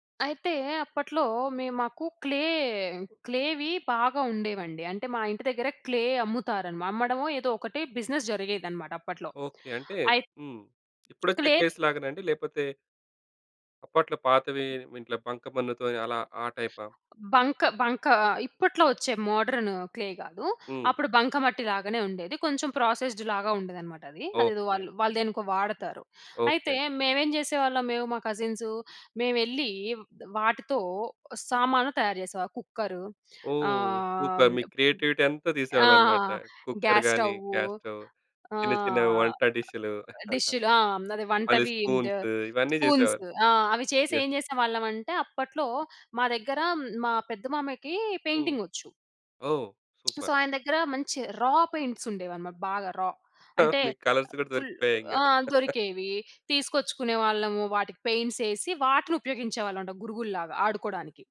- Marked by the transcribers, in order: in English: "క్లే క్లేవి"; in English: "క్లే"; in English: "బిజినెస్"; in English: "క్లెస్"; other background noise; in English: "క్లే"; in English: "మోడర్న్ క్లే"; in English: "ప్రాసెస్డ్‌లాగా"; in English: "సూపర్"; in English: "క్రియేటివిటీ"; in English: "స్పూన్స్"; in English: "డిష్‌లు"; chuckle; in English: "స్పూన్స్"; in English: "పెయింటింగ్"; in English: "సూపర్"; lip smack; in English: "సో"; in English: "రా పెయింట్స్"; in English: "రా"; laughing while speaking: "హా! మీకు కలర్స్ గూడా దొరికుతాయి ఇంగ"; in English: "ఫుల్"; in English: "కలర్స్"; in English: "పెయింట్స్"
- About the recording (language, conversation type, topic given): Telugu, podcast, మీ చిన్నప్పట్లో మీరు ఆడిన ఆటల గురించి వివరంగా చెప్పగలరా?